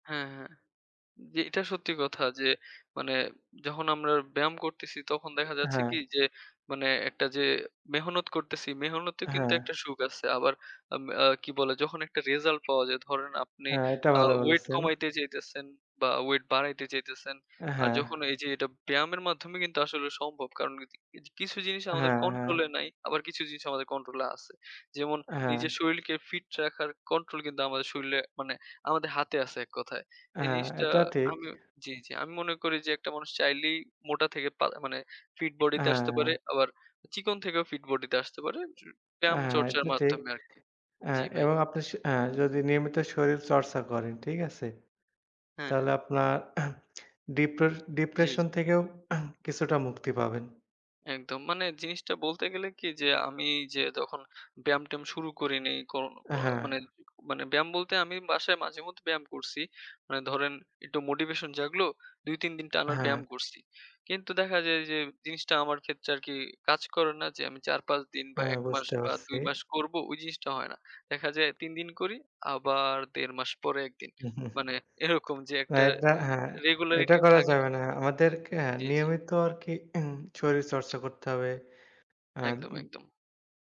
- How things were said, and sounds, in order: other noise; unintelligible speech; unintelligible speech; tapping; "শরীরকে" said as "শরীলকে"; other background noise; "শরীরে" said as "শরীলে"; drawn out: "হ্যাঁ"; throat clearing; throat clearing; stressed: "আবার"; chuckle; throat clearing
- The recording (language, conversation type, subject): Bengali, unstructured, তুমি কি মনে করো মানসিক স্বাস্থ্যের জন্য শরীরচর্চা কতটা গুরুত্বপূর্ণ?